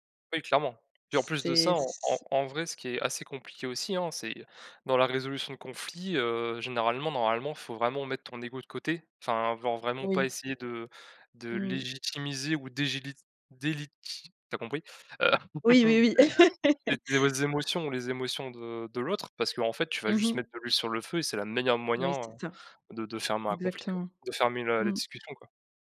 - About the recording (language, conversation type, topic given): French, unstructured, Quelle importance l’écoute a-t-elle dans la résolution des conflits ?
- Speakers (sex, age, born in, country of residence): female, 30-34, France, France; male, 20-24, France, France
- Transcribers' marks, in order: "délégi" said as "dégili"; "délégiti" said as "déliti"; chuckle; laugh